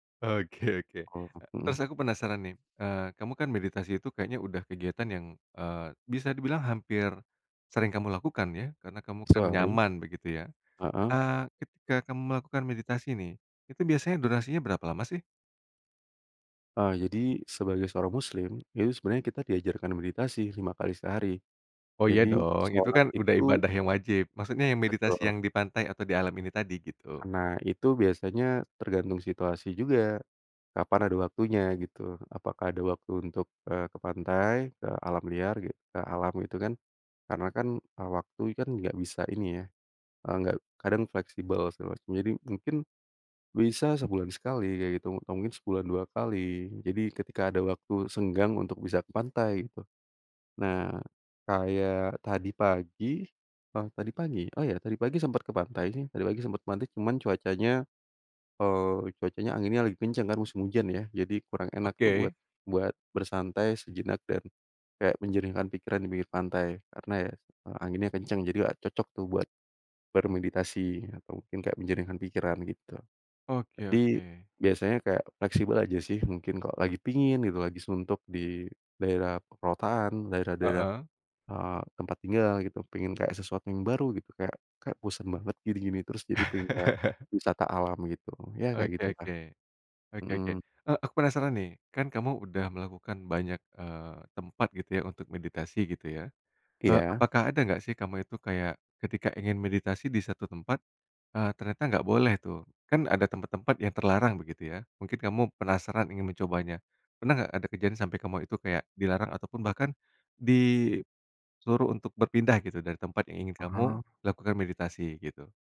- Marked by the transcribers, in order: laughing while speaking: "Oke"; other background noise; chuckle
- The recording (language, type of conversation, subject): Indonesian, podcast, Bagaimana rasanya meditasi santai di alam, dan seperti apa pengalamanmu?